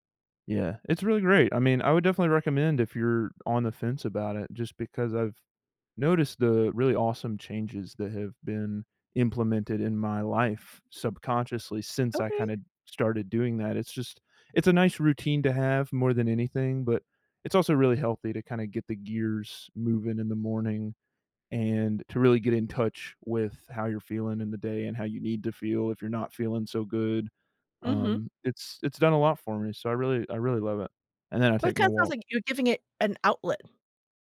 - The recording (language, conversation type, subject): English, unstructured, What should I do when stress affects my appetite, mood, or energy?
- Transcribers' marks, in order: none